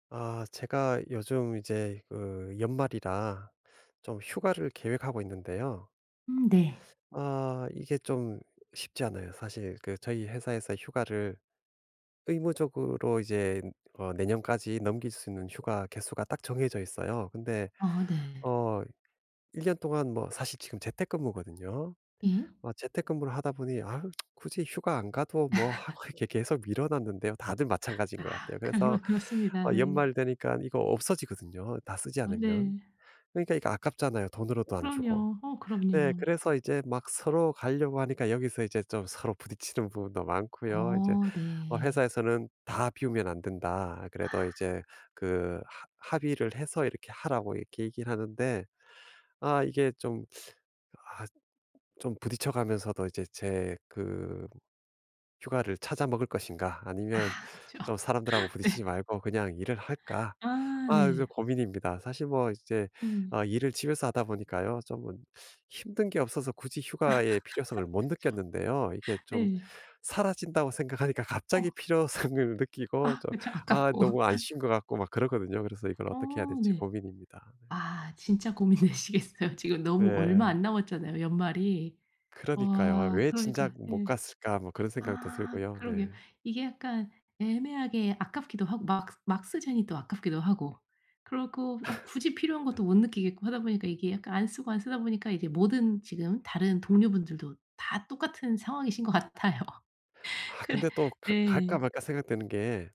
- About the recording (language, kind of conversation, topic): Korean, advice, 이번 휴가 계획과 평소 업무를 어떻게 균형 있게 조율할 수 있을까요?
- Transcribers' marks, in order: tapping; tsk; laugh; sigh; teeth sucking; laughing while speaking: "아 그쵸. 네"; laugh; laughing while speaking: "그쵸"; laughing while speaking: "필요성을"; laughing while speaking: "아깝고"; laugh; laughing while speaking: "고민되시겠어요"; laugh; laughing while speaking: "같아요"